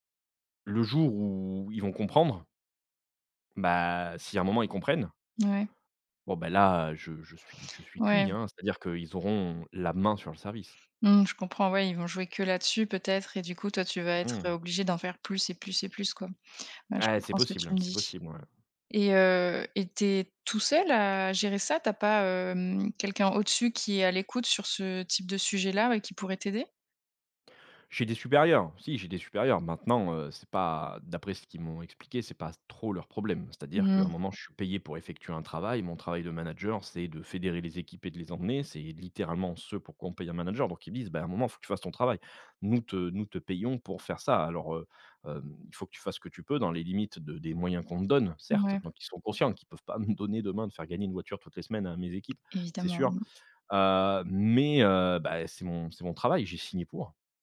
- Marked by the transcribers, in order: tapping; other background noise
- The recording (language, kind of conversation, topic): French, advice, Comment puis-je me responsabiliser et rester engagé sur la durée ?